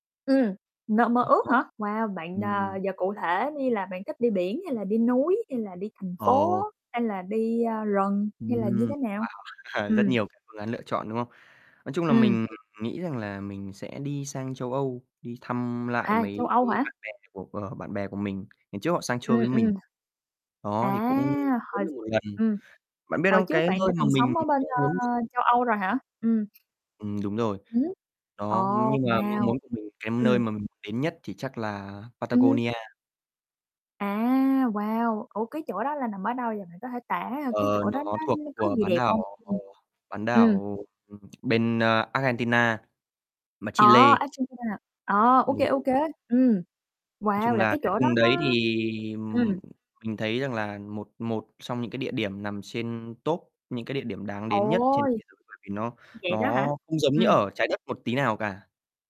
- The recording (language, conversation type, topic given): Vietnamese, unstructured, Điểm đến trong mơ của bạn là nơi nào?
- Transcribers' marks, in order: distorted speech; laugh; other background noise; tsk; unintelligible speech